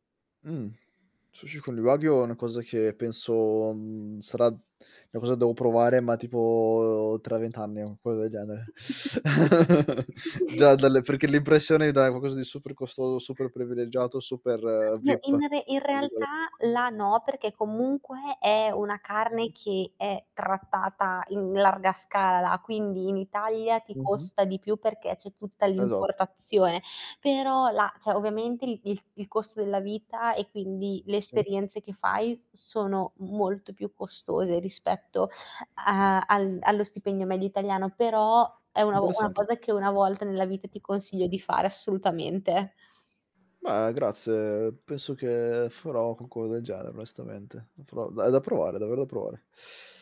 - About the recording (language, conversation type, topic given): Italian, unstructured, Qual è il viaggio più bello che hai fatto?
- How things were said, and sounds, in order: static; drawn out: "tipo"; chuckle; inhale; chuckle; "qualcosa" said as "quacosa"; distorted speech; tapping; "cioè" said as "ceh"; other background noise